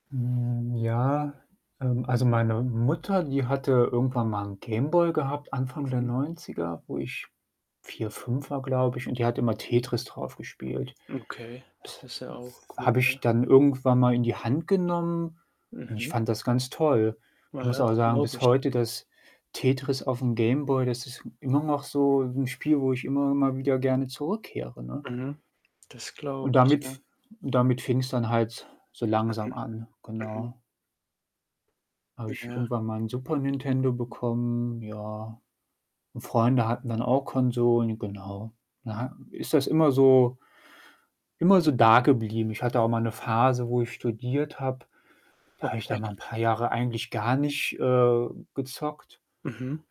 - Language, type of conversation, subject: German, unstructured, Was macht dir an deinem Hobby am meisten Spaß?
- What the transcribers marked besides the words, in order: static; distorted speech; other background noise; tapping